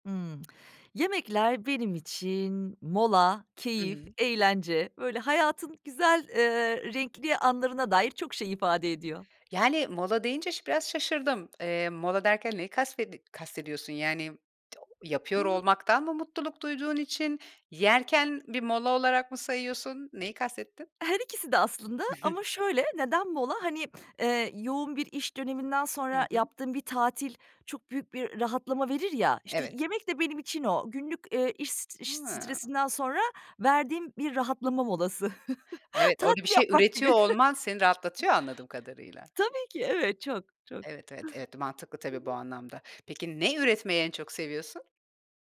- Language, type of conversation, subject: Turkish, podcast, Yemekler senin için ne ifade ediyor?
- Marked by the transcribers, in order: lip smack; other background noise; chuckle; chuckle; tapping